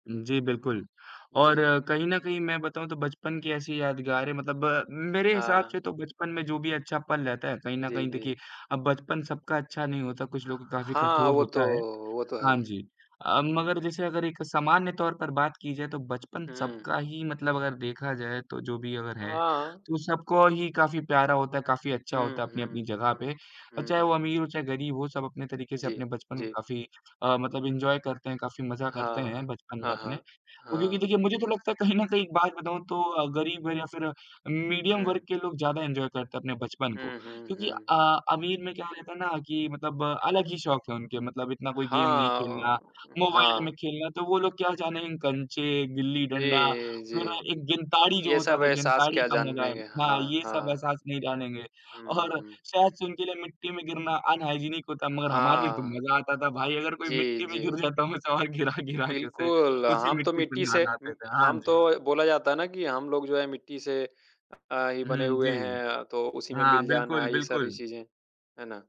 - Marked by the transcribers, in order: in English: "एन्जॉय"; in English: "मीडियम"; in English: "एन्जॉय"; in English: "गेम"; in English: "अनहाइजीनिक"; laughing while speaking: "कोई मिट्टी में गिर जाता … थे। हाँ जी"
- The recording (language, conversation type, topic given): Hindi, unstructured, आपके बचपन का कौन-सा ऐसा पल था जिसने आपका दिल खुश कर दिया?